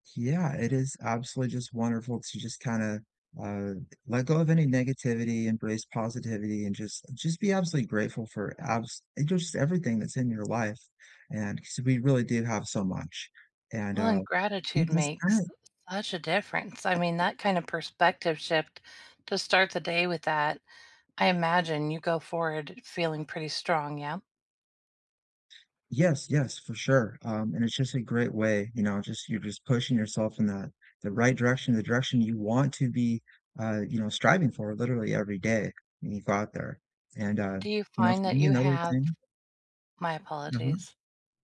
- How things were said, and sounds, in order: tapping; other background noise
- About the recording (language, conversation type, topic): English, unstructured, What small daily habits brighten your mood, and how can we share and support them together?